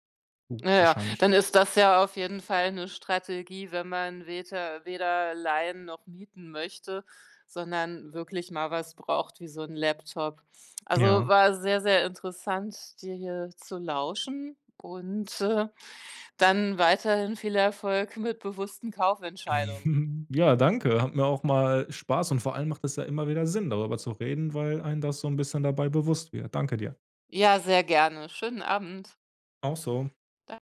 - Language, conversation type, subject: German, podcast, Wie probierst du neue Dinge aus, ohne gleich alles zu kaufen?
- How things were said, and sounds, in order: chuckle